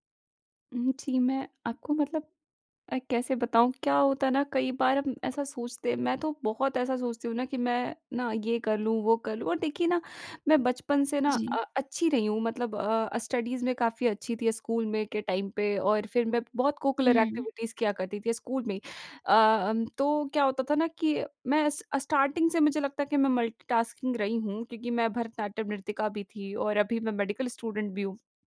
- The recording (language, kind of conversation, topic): Hindi, advice, मेरे लिए मल्टीटास्किंग के कारण काम अधूरा या कम गुणवत्ता वाला क्यों रह जाता है?
- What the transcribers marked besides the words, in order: in English: "स्टडीज़"; in English: "टाइम"; in English: "कोकुलर एक्टिविटीज़"; in English: "स स्टार्टिंग"; in English: "मल्टीटास्किंग"; in English: "मेडिकल स्टूडेंट"